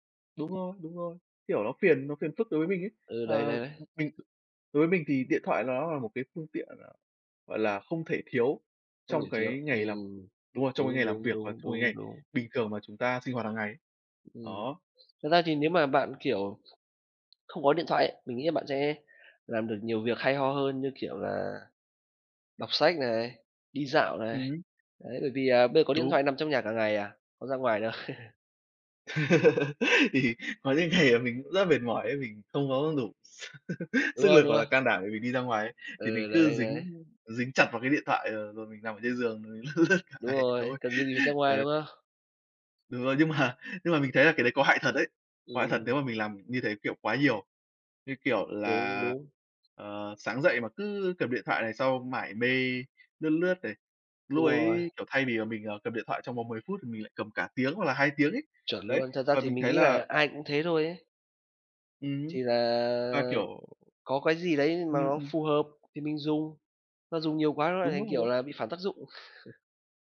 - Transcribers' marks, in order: tapping; other background noise; laugh; laughing while speaking: "Thì có những ngày"; laugh; laughing while speaking: "lướt cả ngày thôi"; laugh; laughing while speaking: "mà"; laugh
- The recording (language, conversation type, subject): Vietnamese, unstructured, Bạn sẽ cảm thấy thế nào nếu bị mất điện thoại trong một ngày?
- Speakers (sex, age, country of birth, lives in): male, 20-24, Vietnam, Vietnam; male, 25-29, Vietnam, Vietnam